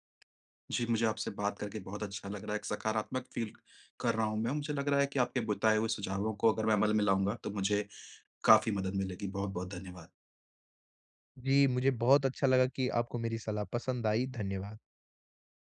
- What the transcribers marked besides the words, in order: tapping; in English: "फ़ील"
- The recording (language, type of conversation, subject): Hindi, advice, रिश्ता टूटने के बाद अस्थिर भावनाओं का सामना मैं कैसे करूँ?